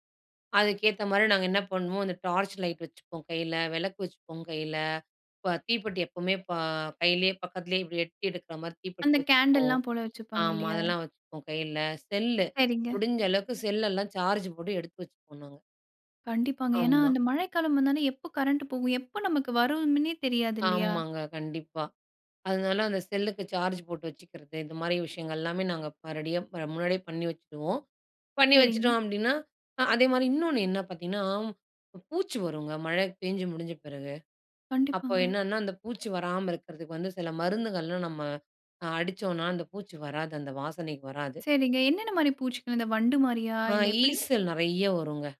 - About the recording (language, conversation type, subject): Tamil, podcast, மழைக்காலம் வருவதற்கு முன் வீட்டை எந்த விதத்தில் தயார் செய்கிறீர்கள்?
- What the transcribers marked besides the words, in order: in English: "டார்ச் லைட்"; in English: "சார்ஜ்"; in English: "சார்ஜ்"; in English: "ரெடியா"